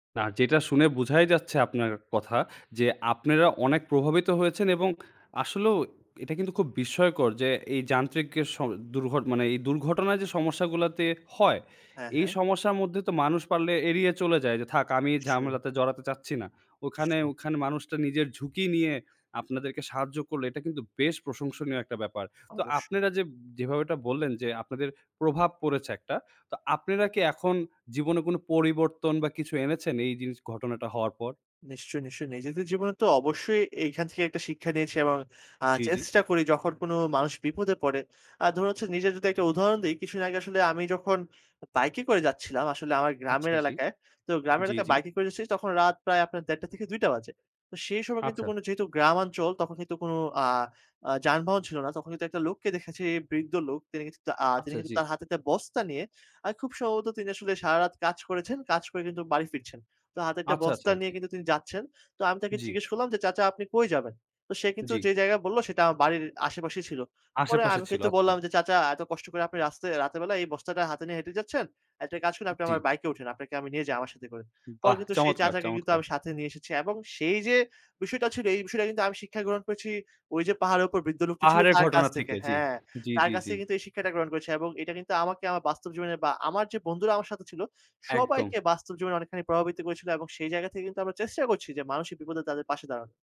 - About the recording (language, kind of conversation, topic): Bengali, podcast, ভ্রমণের পথে আপনার দেখা কোনো মানুষের অনুপ্রেরণাদায়ক গল্প আছে কি?
- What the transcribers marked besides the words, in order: tapping; "মানুষের" said as "মানুষিক"